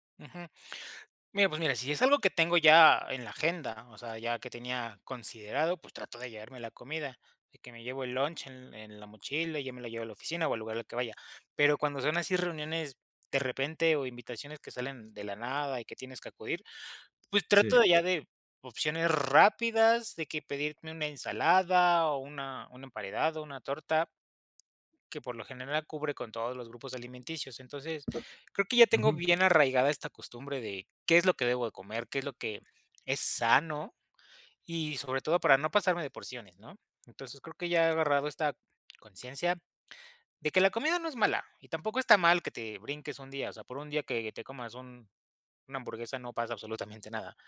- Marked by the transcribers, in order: tapping
- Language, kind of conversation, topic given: Spanish, podcast, ¿Cómo organizas tus comidas para comer sano entre semana?